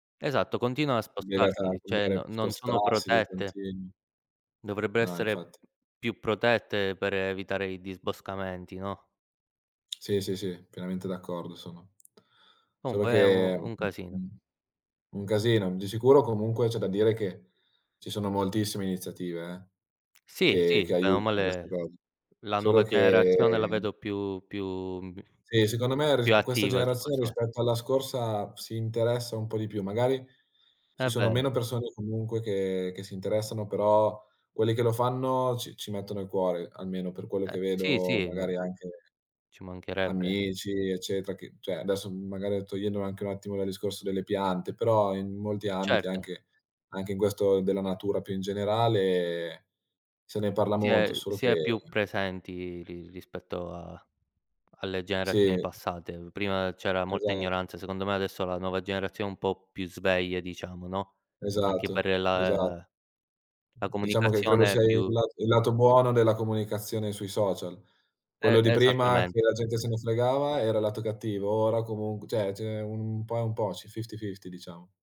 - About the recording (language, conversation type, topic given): Italian, unstructured, Cosa pensi della perdita delle foreste nel mondo?
- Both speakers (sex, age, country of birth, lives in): male, 20-24, Italy, Italy; male, 25-29, Italy, Italy
- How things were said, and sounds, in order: "cioè" said as "ceh"; tsk; other background noise; "cioè" said as "ceh"; in English: "fifty/fifty"